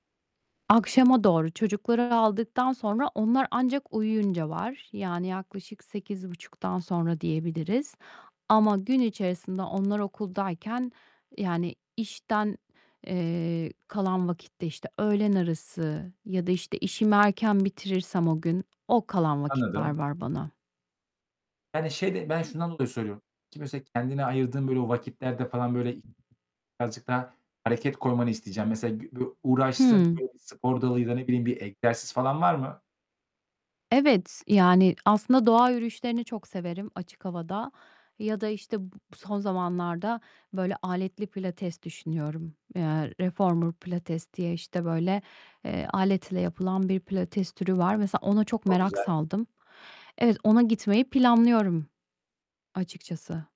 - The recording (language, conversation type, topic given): Turkish, advice, Güne nasıl daha enerjik başlayabilir ve günümü nasıl daha verimli kılabilirim?
- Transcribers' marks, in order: static; distorted speech; other background noise; unintelligible speech; tapping; in English: "reformer"